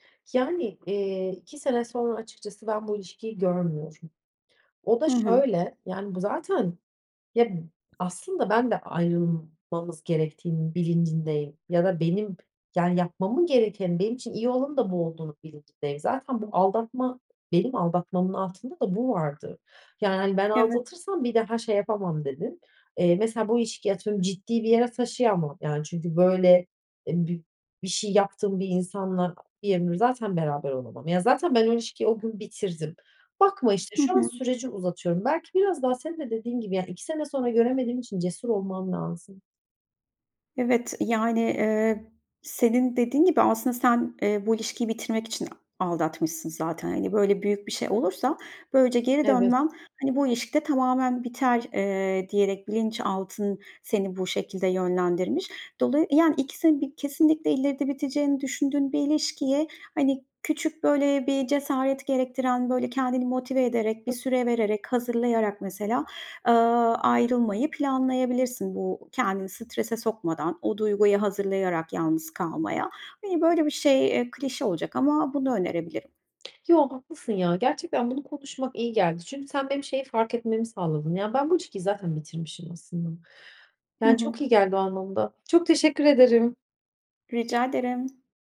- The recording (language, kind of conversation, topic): Turkish, advice, Aldatmanın ardından güveni neden yeniden inşa edemiyorum?
- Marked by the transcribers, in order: other background noise; tapping